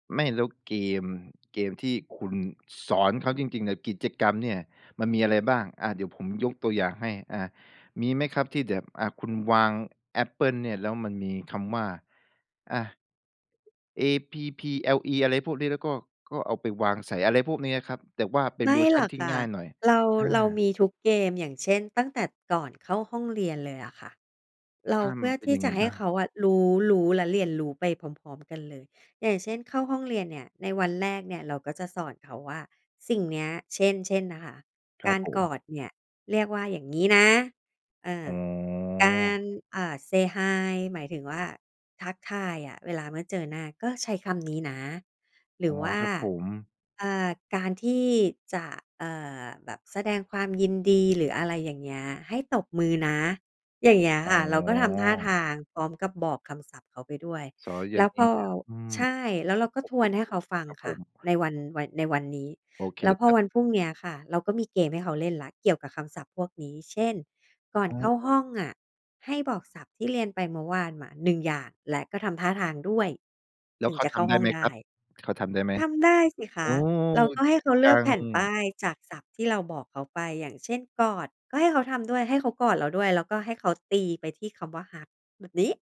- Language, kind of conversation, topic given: Thai, podcast, คุณอยากให้เด็ก ๆ สนุกกับการเรียนได้อย่างไรบ้าง?
- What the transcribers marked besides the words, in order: in English: "hug"